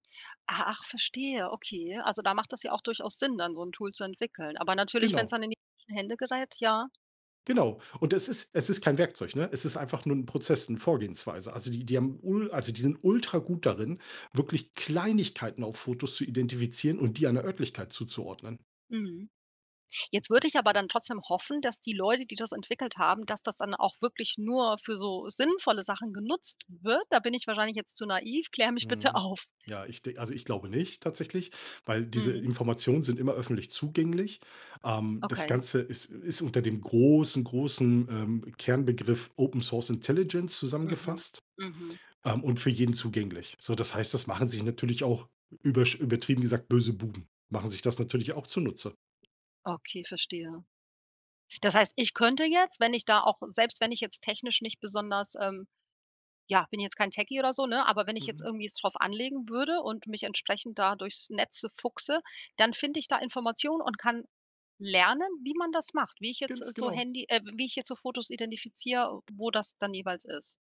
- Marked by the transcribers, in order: laughing while speaking: "kläre mich bitte auf"; drawn out: "großen"; in English: "Open Source Intelligence"; in English: "Techie"; other background noise
- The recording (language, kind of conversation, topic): German, podcast, Was ist dir wichtiger: Datenschutz oder Bequemlichkeit?